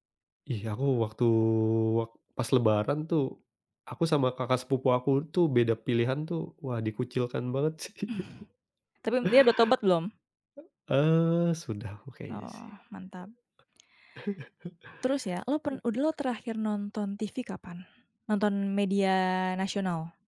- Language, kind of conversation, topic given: Indonesian, unstructured, Apakah kamu setuju bahwa media kadang memanipulasi rasa takut demi keuntungan?
- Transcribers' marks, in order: drawn out: "waktu"; tapping; laughing while speaking: "sih"; laugh; other background noise; chuckle